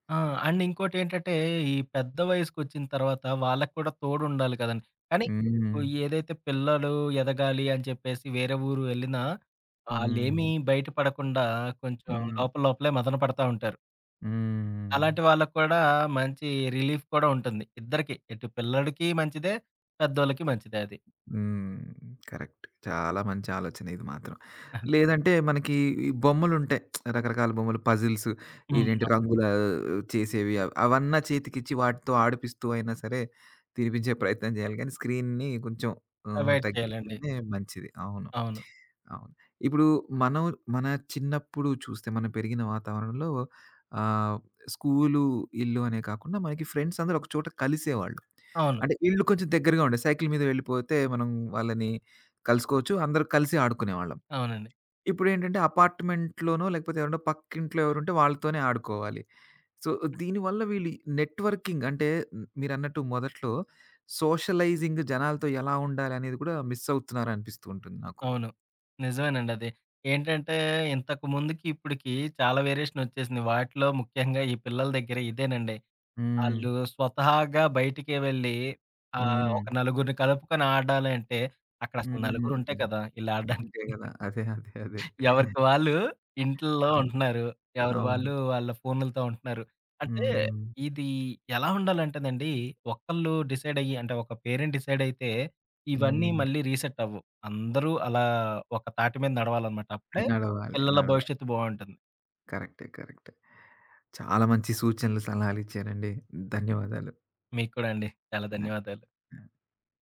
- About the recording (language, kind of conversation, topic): Telugu, podcast, పార్కులో పిల్లలతో ఆడేందుకు సరిపోయే మైండ్‌ఫుల్ ఆటలు ఏవి?
- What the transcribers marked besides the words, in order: in English: "అండ్"; drawn out: "హ్మ్"; in English: "రిలీఫ్"; tapping; in English: "కరెక్ట్"; chuckle; lip smack; in English: "స్క్రీన్‌ని"; in English: "అవాయిడ్"; in English: "అపార్ట్‌మెంట్‌లోనో"; in English: "సో"; in English: "నెట్‌వర్కింగ్"; in English: "సోషలైజింగ్"; in English: "మిస్"; laughing while speaking: "ఇళ్ళడ్డానికి"; laughing while speaking: "అదే! అదే! అదే!"; other background noise; in English: "పేరెంట్"; in English: "రీసెట్"; in English: "కరెక్ట్"